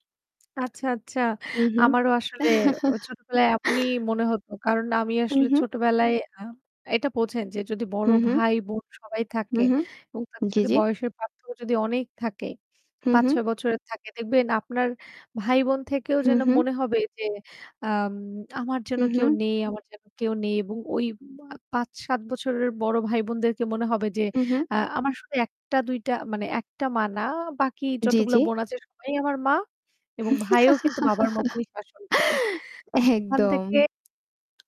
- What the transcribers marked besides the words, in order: other background noise; tapping; chuckle; laugh; static; unintelligible speech
- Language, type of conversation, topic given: Bengali, unstructured, আপনার পরিবারের কেউ এমন কী করেছে, যা আপনাকে অবাক করেছে?